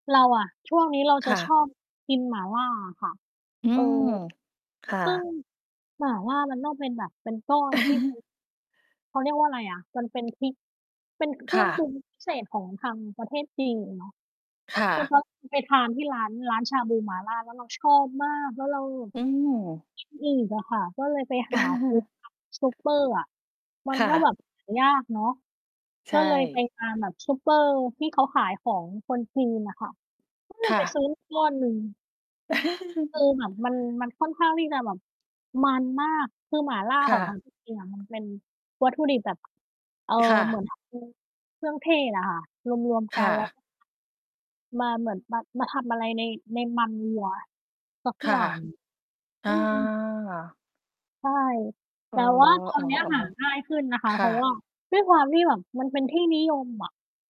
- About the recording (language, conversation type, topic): Thai, unstructured, คุณมีเคล็ดลับอะไรในการทำอาหารให้อร่อยขึ้นบ้างไหม?
- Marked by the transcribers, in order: tapping; other background noise; distorted speech; chuckle; chuckle; chuckle; unintelligible speech